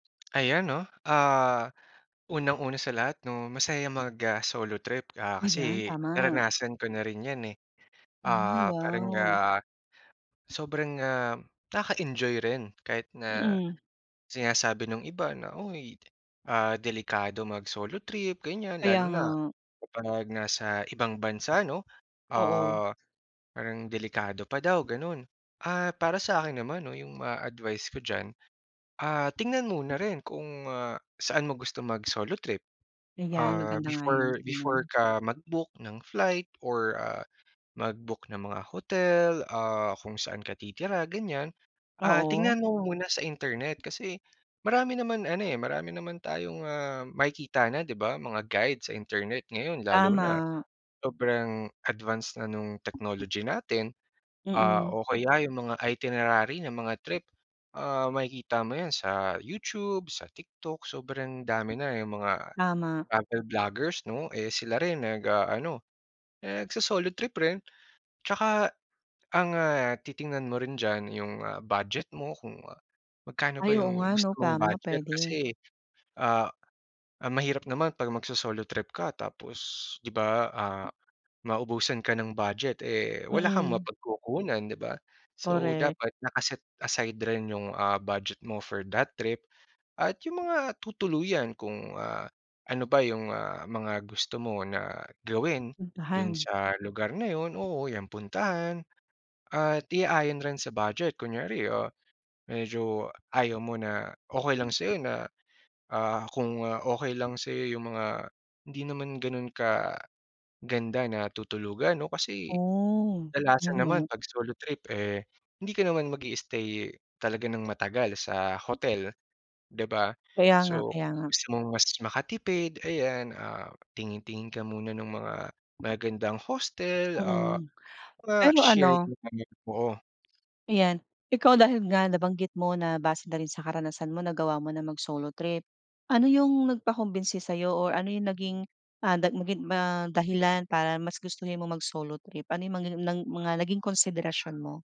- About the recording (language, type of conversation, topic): Filipino, podcast, Ano ang maipapayo mo sa mga gustong maglakbay nang mag-isa?
- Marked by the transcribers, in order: tapping; unintelligible speech; other background noise; in English: "hostel"; unintelligible speech